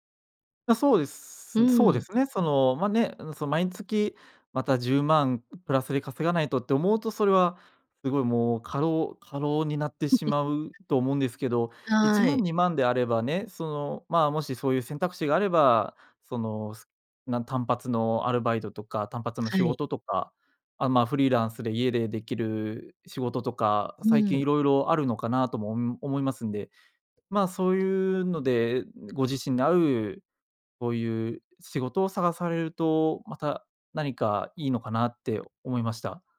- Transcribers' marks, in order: laugh; tapping; other noise
- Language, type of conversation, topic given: Japanese, advice, 毎月赤字で貯金が増えないのですが、どうすれば改善できますか？